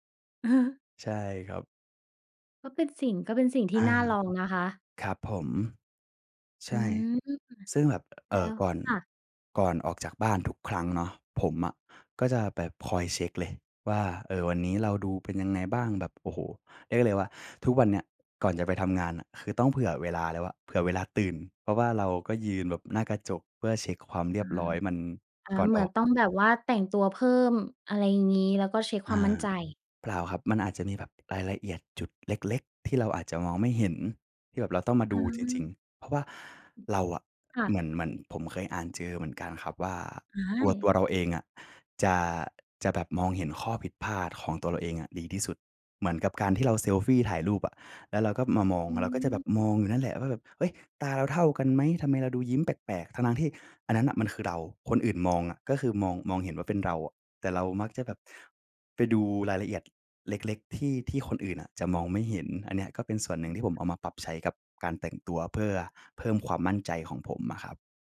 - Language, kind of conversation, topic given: Thai, podcast, การแต่งตัวส่งผลต่อความมั่นใจของคุณมากแค่ไหน?
- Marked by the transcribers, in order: chuckle; other background noise; tapping